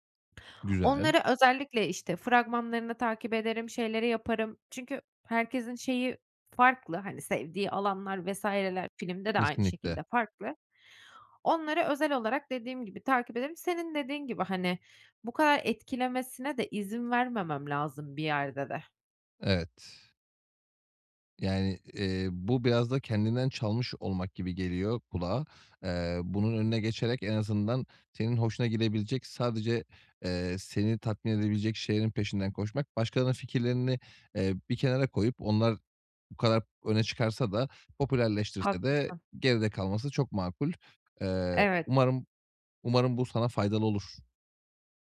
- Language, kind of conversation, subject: Turkish, advice, Trendlere kapılmadan ve başkalarıyla kendimi kıyaslamadan nasıl daha az harcama yapabilirim?
- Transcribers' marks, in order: other background noise; tapping